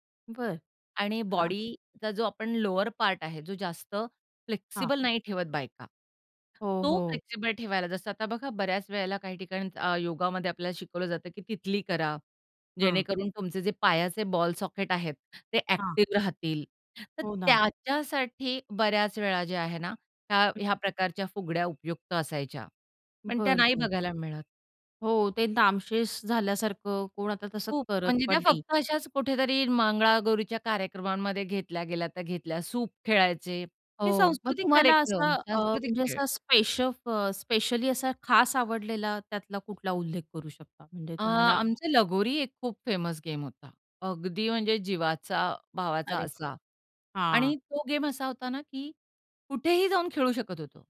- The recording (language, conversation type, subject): Marathi, podcast, तुम्हाला सर्वात आवडणारा सांस्कृतिक खेळ कोणता आहे आणि तो आवडण्यामागे कारण काय आहे?
- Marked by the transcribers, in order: other background noise; in English: "फ्लेक्सिबल"; in English: "फ्लेक्सिबल"; in English: "बॉल सॉकेट"; in English: "फेमस"